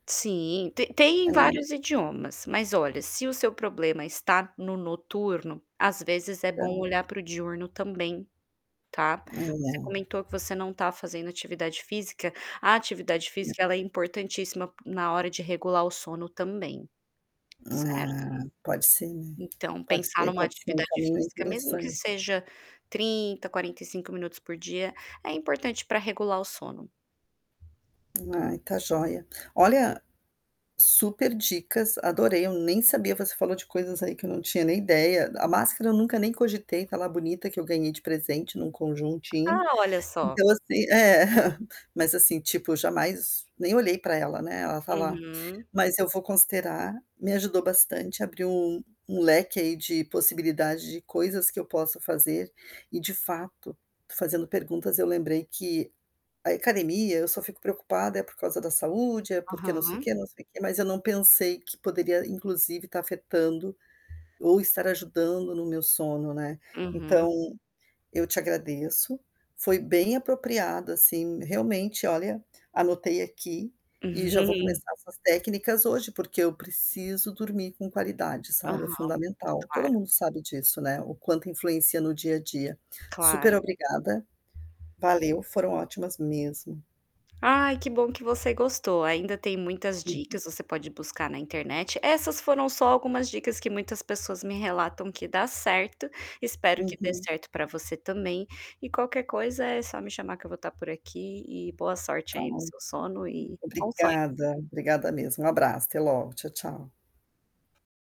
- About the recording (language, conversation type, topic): Portuguese, advice, Como posso adormecer mais facilmente quando a ansiedade e os pensamentos acelerados não me deixam dormir?
- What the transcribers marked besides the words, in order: tapping; static; unintelligible speech; distorted speech; unintelligible speech; laughing while speaking: "é"; chuckle; other background noise